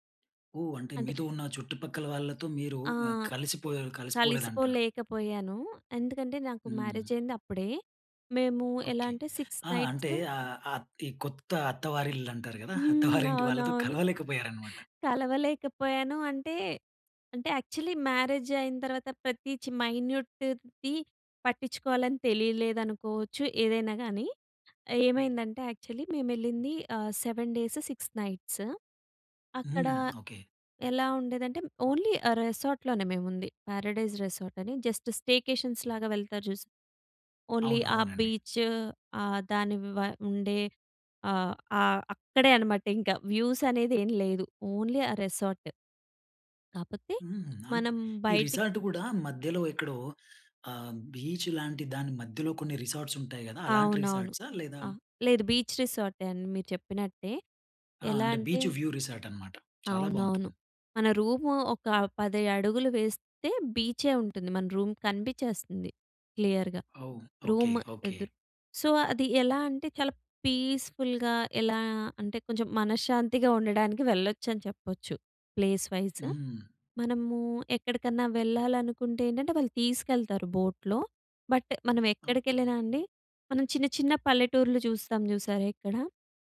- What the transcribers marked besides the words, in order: in English: "మ్యారేజ్"; in English: "సిక్స్ నైట్స్"; laughing while speaking: "అత్తవారి ఇంటి వాళ్ళతో కలవలేకపోయారనమాట"; chuckle; in English: "యక్చువల్లి మ్యారేజ్"; in English: "మైన్యూట్‌ది"; in English: "యక్చువల్లి"; in English: "సెవెన్ డేస్ సిక్స్ నైట్స్"; in English: "ఓన్లీ"; in English: "రెసార్ట్‌లోనే"; in English: "జస్ట్ స్టేకేషన్స్‌లాగా"; in English: "ఓన్లీ"; in English: "వ్యూస్"; in English: "ఓన్లీ"; in English: "రెసార్ట్"; in English: "రిసార్ట్"; in English: "రిసార్ట్స్"; in English: "బీచ్"; in English: "బీచ్ వ్యూ రిసార్ట్"; in English: "రూమ్"; in English: "క్లియర్‌గా రూమ్"; in English: "సో"; in English: "పీస్‌ఫుల్‌గా"; in English: "ప్లేస్ వైస్"; in English: "బోట్‌లో. బట్"; other noise
- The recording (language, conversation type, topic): Telugu, podcast, ప్రయాణం వల్ల మీ దృష్టికోణం మారిపోయిన ఒక సంఘటనను చెప్పగలరా?